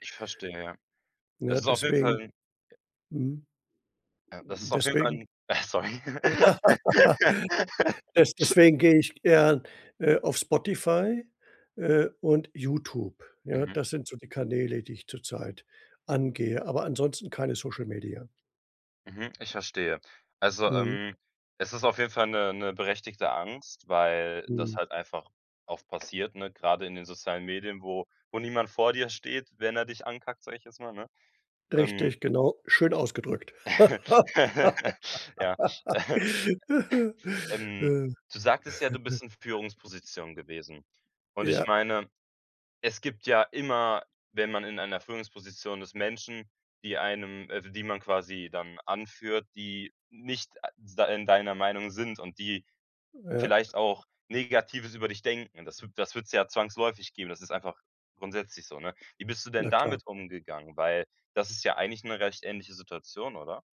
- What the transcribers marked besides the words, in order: laugh; laugh; laugh; laugh; other background noise
- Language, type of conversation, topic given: German, advice, Wie kann ich nach einem Rückschlag langfristig konsequent an meinen Zielen dranbleiben?